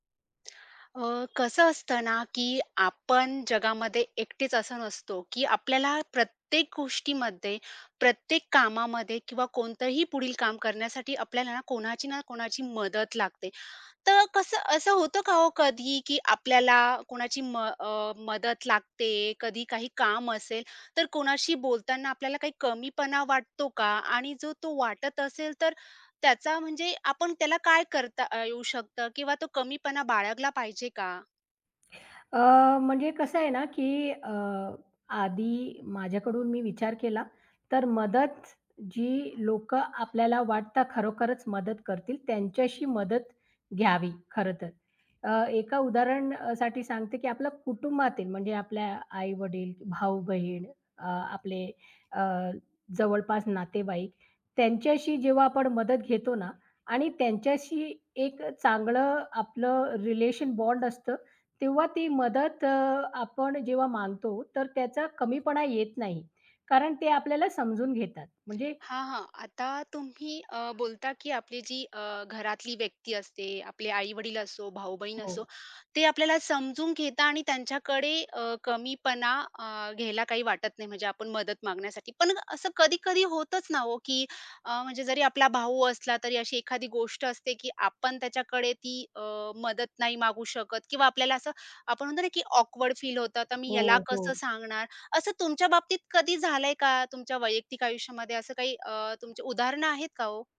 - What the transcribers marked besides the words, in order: horn; tapping; other noise; dog barking; other background noise
- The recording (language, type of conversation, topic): Marathi, podcast, मदत मागताना वाटणारा संकोच आणि अहंभाव कमी कसा करावा?